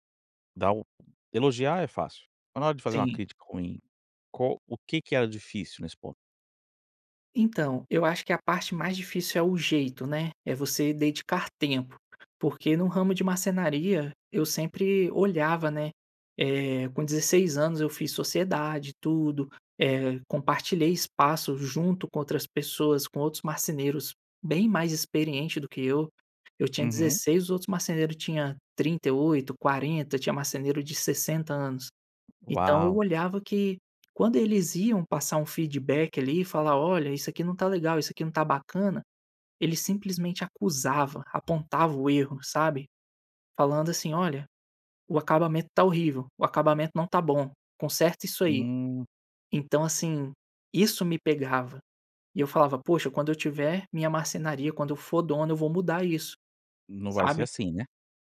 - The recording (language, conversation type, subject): Portuguese, podcast, Como dar um feedback difícil sem perder a confiança da outra pessoa?
- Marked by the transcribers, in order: tapping